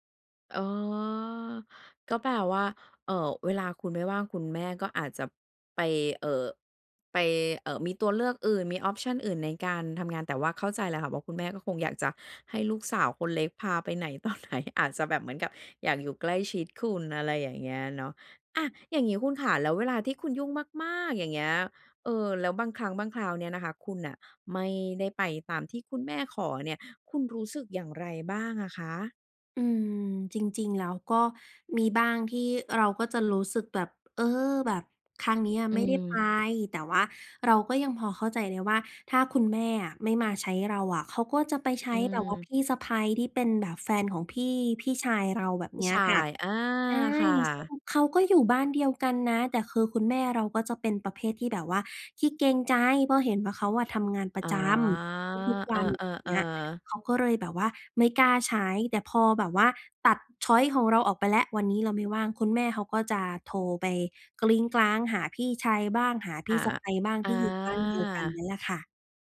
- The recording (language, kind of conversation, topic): Thai, podcast, จะจัดสมดุลงานกับครอบครัวอย่างไรให้ลงตัว?
- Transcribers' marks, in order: in English: "ออปชัน"; laughing while speaking: "ต่อไหน"; in English: "ชอยซ์"; other noise